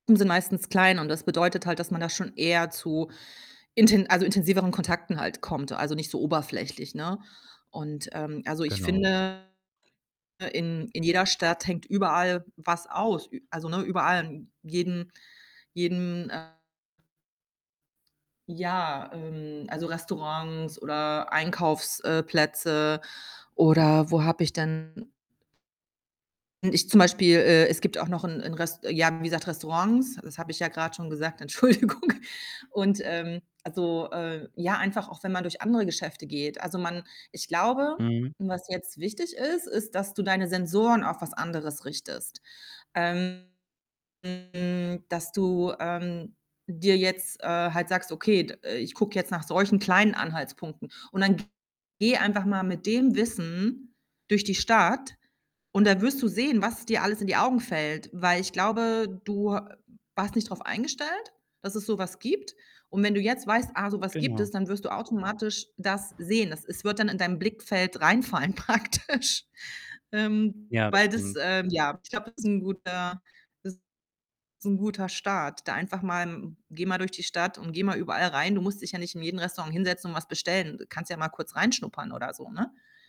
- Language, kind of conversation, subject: German, advice, Wie kann ich nach einem Umzug in eine neue Stadt ohne soziales Netzwerk Anschluss finden?
- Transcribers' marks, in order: unintelligible speech; other background noise; distorted speech; laughing while speaking: "Entschuldigung"; drawn out: "hm"; laughing while speaking: "reinfallen praktisch"